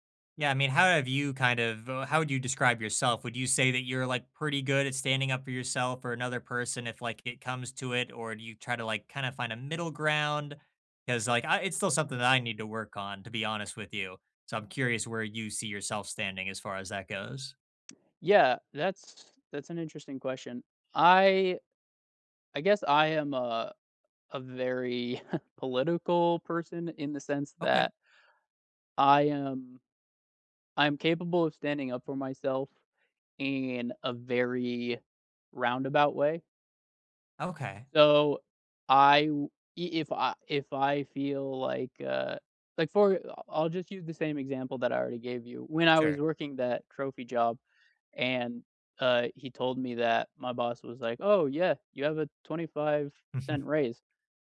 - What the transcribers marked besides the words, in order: chuckle; laughing while speaking: "Mhm"
- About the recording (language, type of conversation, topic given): English, unstructured, What has your experience been with unfair treatment at work?
- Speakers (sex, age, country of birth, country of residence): male, 30-34, United States, United States; male, 30-34, United States, United States